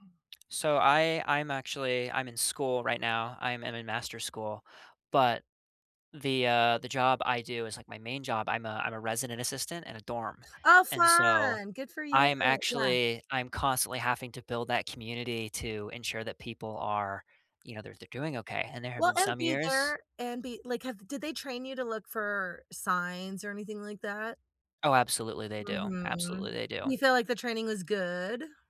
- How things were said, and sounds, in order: tapping; drawn out: "fun!"
- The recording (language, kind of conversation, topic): English, unstructured, How can communities better support mental health?
- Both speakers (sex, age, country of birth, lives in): female, 50-54, United States, United States; male, 20-24, United States, United States